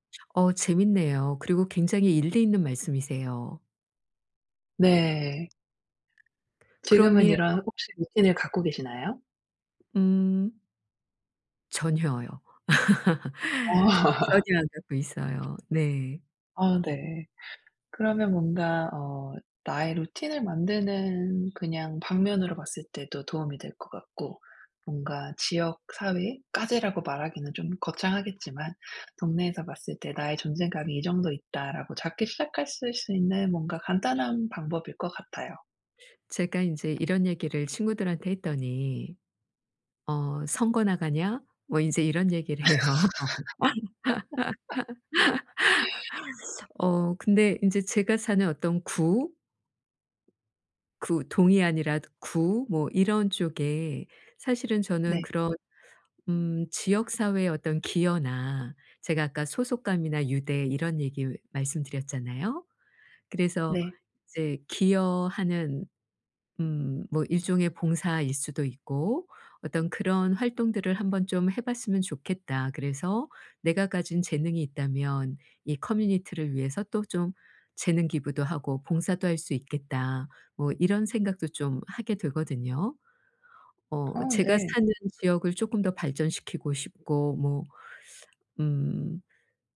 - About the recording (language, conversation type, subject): Korean, advice, 지역사회에 참여해 소속감을 느끼려면 어떻게 해야 하나요?
- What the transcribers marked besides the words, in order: other background noise; laugh; laugh; tapping; laugh; laughing while speaking: "해요"; laugh